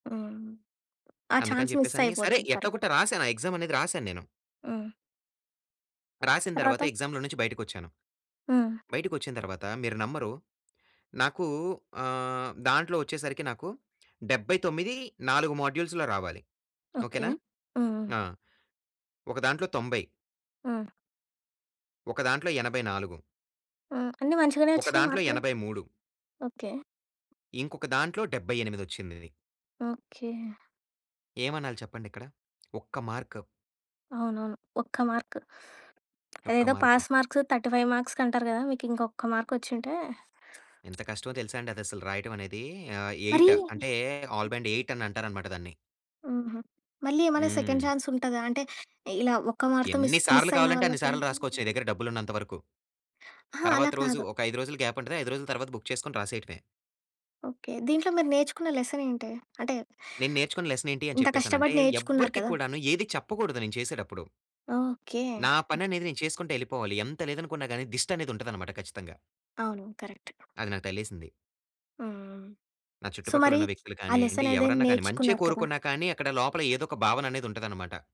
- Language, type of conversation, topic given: Telugu, podcast, ఒక విఫల ప్రయత్నం వల్ల మీరు నేర్చుకున్న అత్యంత కీలకమైన పాఠం ఏమిటి?
- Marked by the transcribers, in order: in English: "చాన్స్ మిస్"; in English: "కరెక్ట్"; in English: "ఎగ్సామ్"; in English: "ఎగ్సామ్‌లో"; in English: "మాడ్యూల్స్‌లో"; other background noise; in English: "మార్క్"; in English: "మార్క్"; tapping; in English: "పాస్ మార్క్స్ థర్టీ ఫైవ్"; in English: "మార్క్"; in English: "మార్క్"; in English: "ఆల్ బ్యాండ్ ఎయిట్"; in English: "సెకండ్ చాన్స్"; in English: "మార్క్‌తో మిస్, మిస్"; other noise; in English: "గ్యాప్"; in English: "బుక్"; in English: "లెసన్"; in English: "లెసన్"; in English: "కరెక్ట్"; in English: "సో"; in English: "లెసన్"